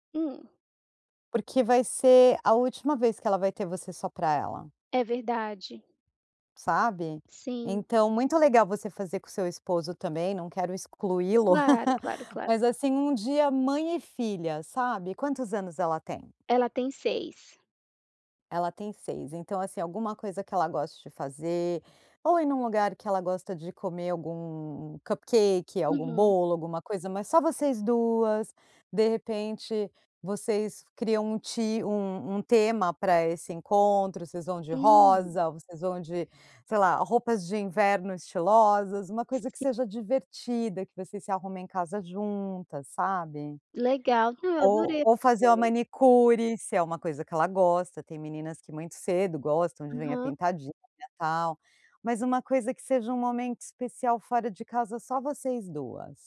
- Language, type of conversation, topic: Portuguese, advice, Como posso simplificar minha vida e priorizar momentos e memórias?
- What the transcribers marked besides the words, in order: laugh